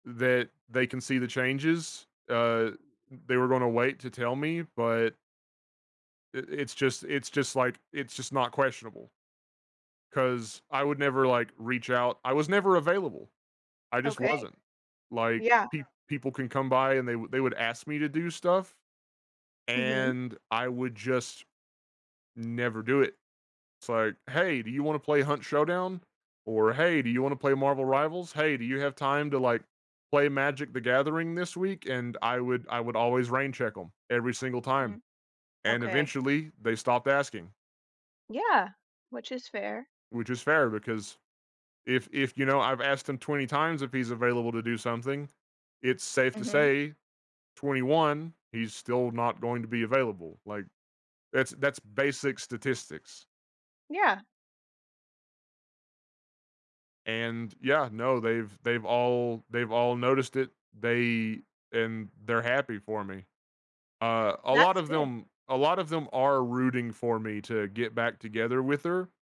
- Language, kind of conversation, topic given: English, unstructured, Have your personal beliefs changed over time, and if so, how?
- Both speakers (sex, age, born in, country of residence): female, 35-39, United States, United States; male, 35-39, United States, United States
- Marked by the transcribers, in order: tapping; background speech